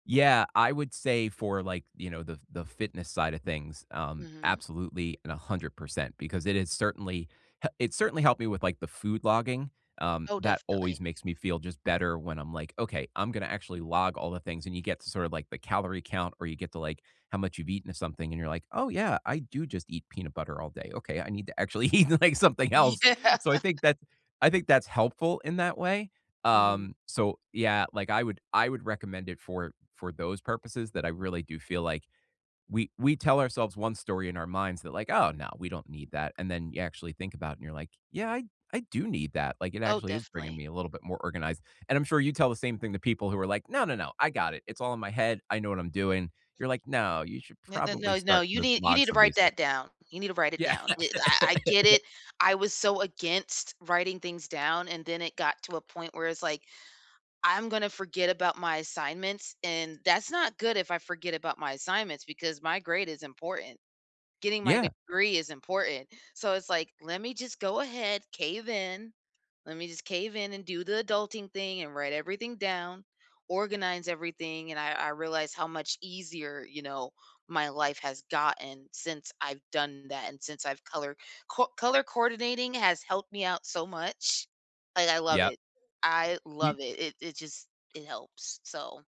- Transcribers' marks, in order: other background noise; laughing while speaking: "eat, like, something else"; laughing while speaking: "Yeah"; laughing while speaking: "Yeah"; laugh; tapping
- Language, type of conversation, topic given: English, unstructured, Which apps have genuinely improved your day-to-day routine recently, and what personal stories show their impact?
- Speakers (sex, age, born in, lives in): female, 35-39, United States, United States; male, 45-49, United States, United States